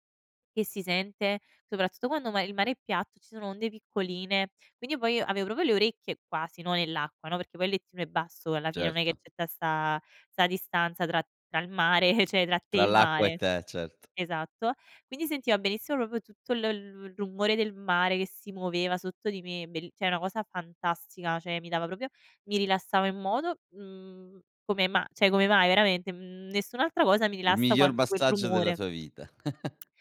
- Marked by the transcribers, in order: "tutta" said as "tta"; chuckle; "cioè" said as "ceh"; "sentiva" said as "sientiva"; "proprio" said as "propio"; "cioè" said as "ceh"; "Cioè" said as "ceh"; "proprio" said as "propio"; "cioè" said as "ceh"; chuckle
- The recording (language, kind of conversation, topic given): Italian, podcast, Qual è un luogo naturale che ti ha davvero emozionato?